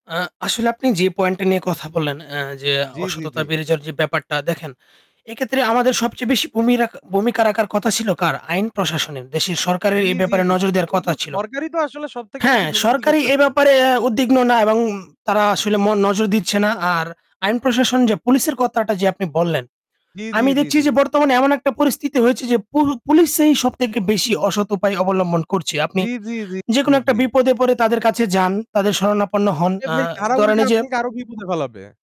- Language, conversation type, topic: Bengali, unstructured, কেন আমাদের চারপাশে অসততা বাড়ছে?
- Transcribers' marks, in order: static; distorted speech; tapping